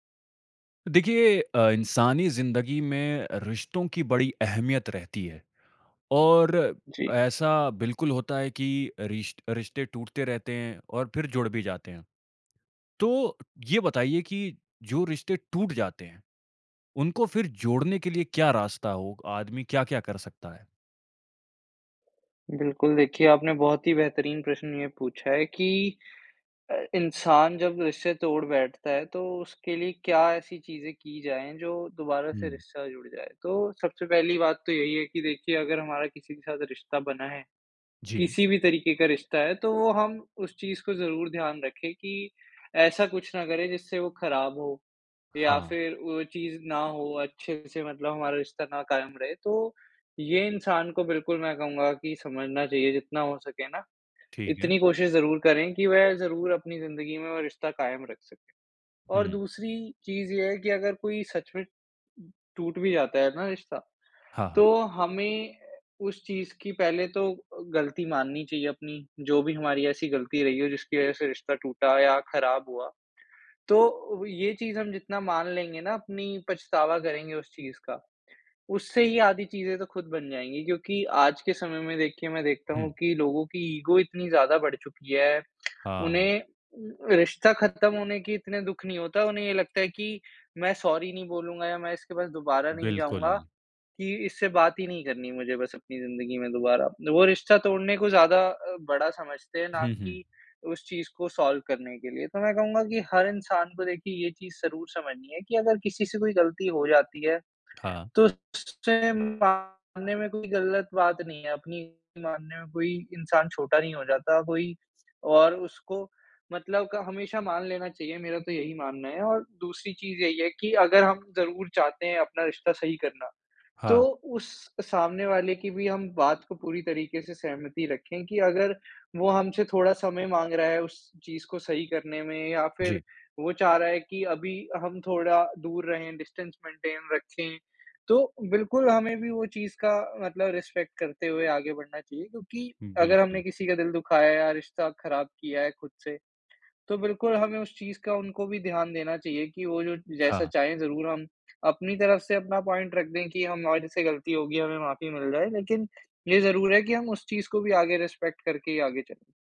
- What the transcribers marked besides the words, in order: in English: "ईगो"; tapping; in English: "सॉरी"; in English: "सॉल्व"; in English: "डिस्टेंस मेंटेन"; in English: "रिस्पेक्ट"; in English: "पॉइंट"; in English: "रिस्पेक्ट"
- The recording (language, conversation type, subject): Hindi, podcast, टूटे हुए पुराने रिश्तों को फिर से जोड़ने का रास्ता क्या हो सकता है?